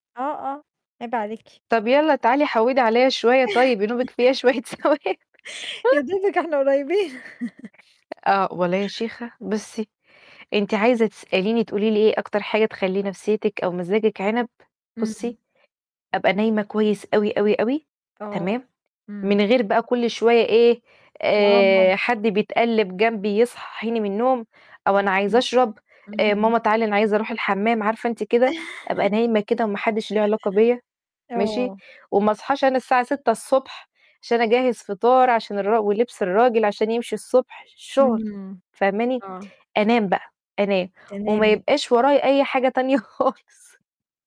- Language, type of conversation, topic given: Arabic, unstructured, إيه أهم العادات اللي بتساعدك تحسّن نفسك؟
- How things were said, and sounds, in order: laugh; tapping; laughing while speaking: "يا دوبك إحنا قريبين"; laughing while speaking: "شويّة ثواب"; laugh; chuckle; unintelligible speech; laugh; laughing while speaking: "خالص"